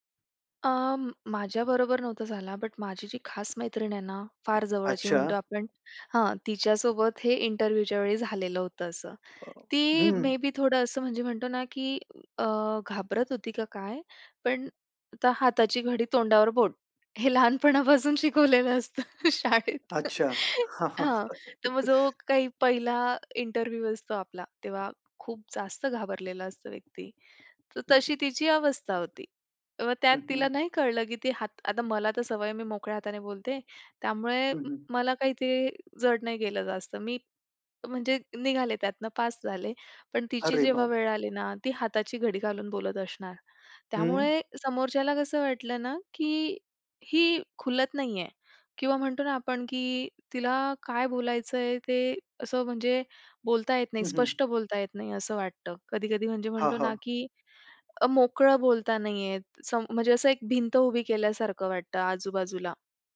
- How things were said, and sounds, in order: in English: "इंटरव्ह्यूच्या"; tapping; in English: "मे बी"; other noise; laughing while speaking: "हे लहानपणापासून शिकवलेलं असतं शाळेत"; chuckle; chuckle; in English: "इंटरव्ह्यू"
- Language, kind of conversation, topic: Marathi, podcast, हातांच्या हालचालींचा अर्थ काय असतो?